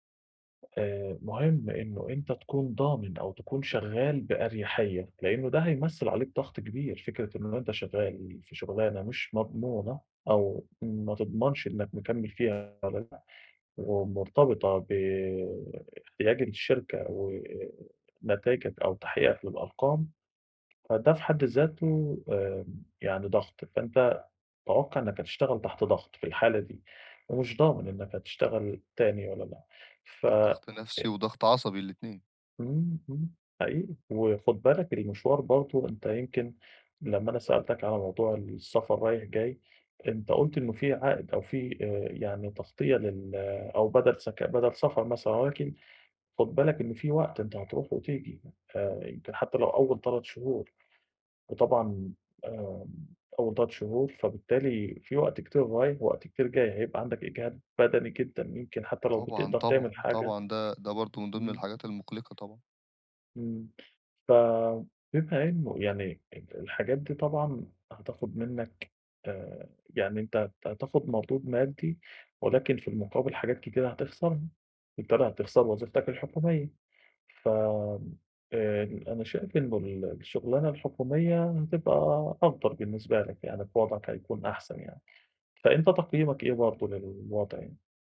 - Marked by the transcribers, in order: tapping; other background noise
- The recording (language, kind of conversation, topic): Arabic, advice, ازاي أوازن بين طموحي ومسؤولياتي دلوقتي عشان ما أندمش بعدين؟